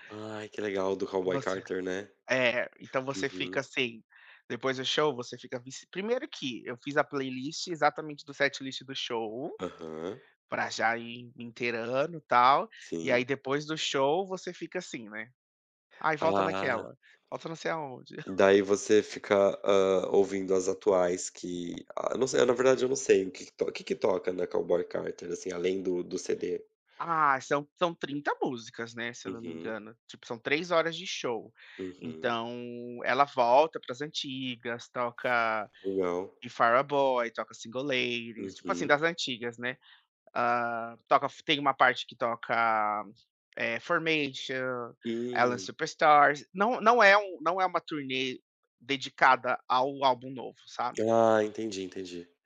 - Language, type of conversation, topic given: Portuguese, unstructured, Como a música afeta o seu humor no dia a dia?
- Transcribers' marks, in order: in English: "setlist"; chuckle; tapping